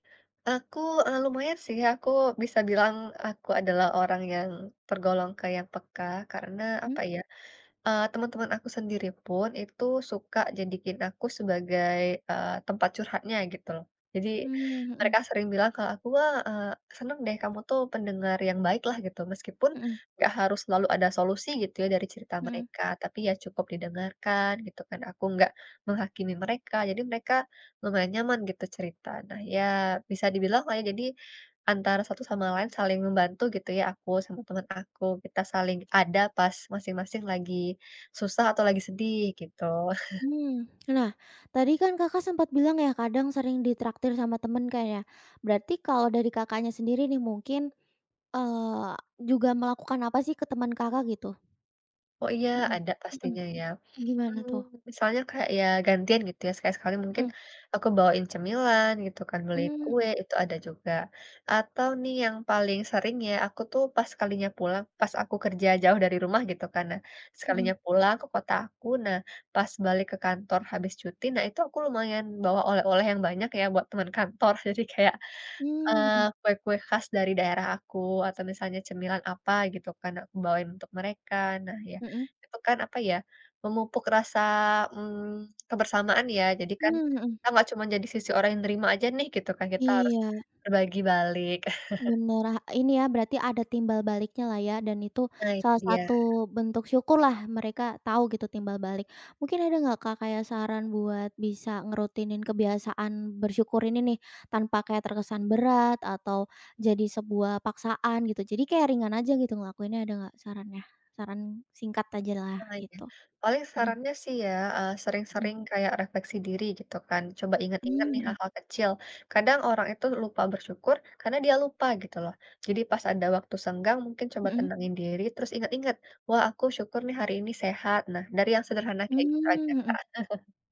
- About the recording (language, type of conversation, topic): Indonesian, podcast, Hal kecil apa yang bikin kamu bersyukur tiap hari?
- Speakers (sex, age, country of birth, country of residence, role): female, 20-24, Indonesia, Indonesia, host; female, 30-34, Indonesia, Indonesia, guest
- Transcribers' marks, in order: chuckle; laughing while speaking: "kantor, jadi kayak"; other background noise; chuckle; tapping; chuckle